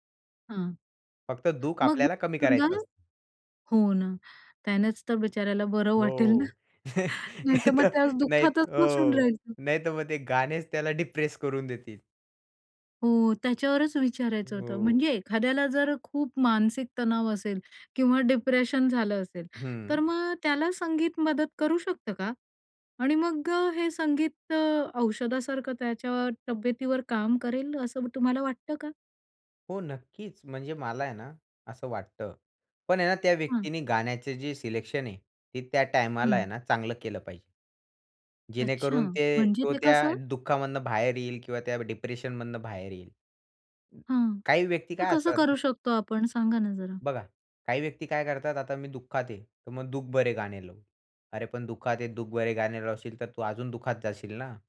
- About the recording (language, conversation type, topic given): Marathi, podcast, संगीत तुमचा मूड कसा बदलू शकते?
- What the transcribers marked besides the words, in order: unintelligible speech; other background noise; laughing while speaking: "बरं वाटेल ना नाहीतर मग त्या दुःखातच बसून राहील तो"; chuckle; laughing while speaking: "नाही तर, नाही हो. नाहीतर मग ते गाणेच त्याला डिप्रेस करून देतील"; in English: "डिप्रेस"; in English: "डिप्रेशनमधनं"